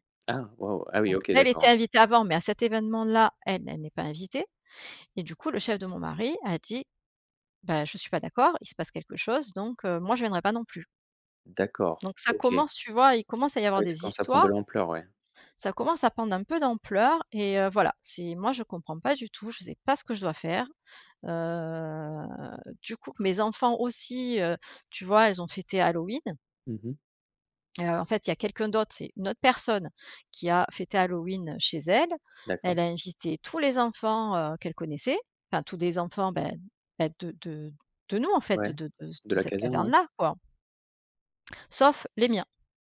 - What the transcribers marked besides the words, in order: drawn out: "heu"; stressed: "personne"
- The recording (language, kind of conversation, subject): French, advice, Comment te sens-tu quand tu te sens exclu(e) lors d’événements sociaux entre amis ?